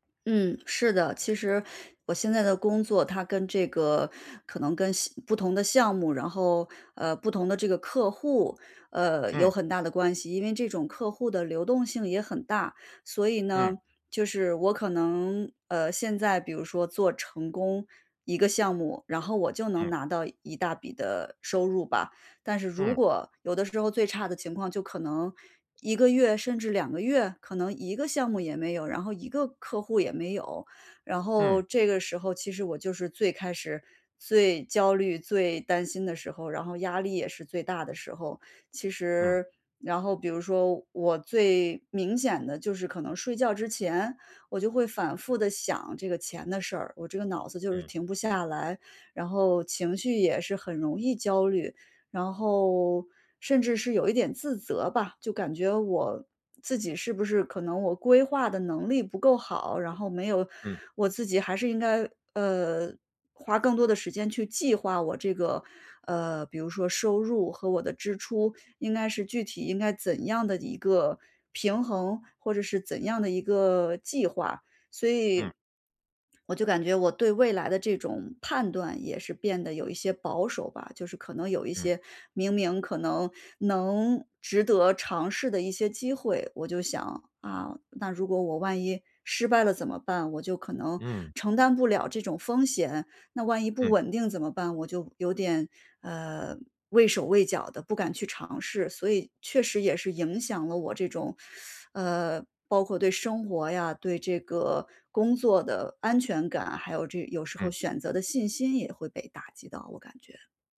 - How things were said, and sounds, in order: tapping; teeth sucking
- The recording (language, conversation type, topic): Chinese, advice, 如何更好地应对金钱压力？